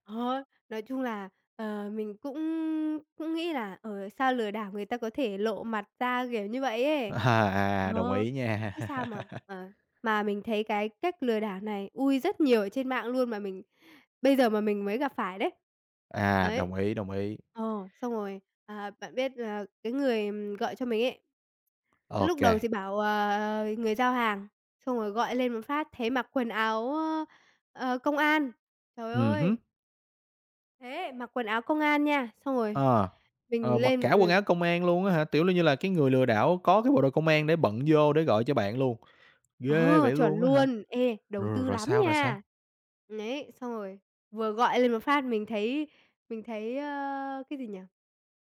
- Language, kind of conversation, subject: Vietnamese, podcast, Bạn có thể kể về lần bạn bị lừa trên mạng và bài học rút ra từ đó không?
- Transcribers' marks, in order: other background noise; laughing while speaking: "Ờ"; chuckle; tapping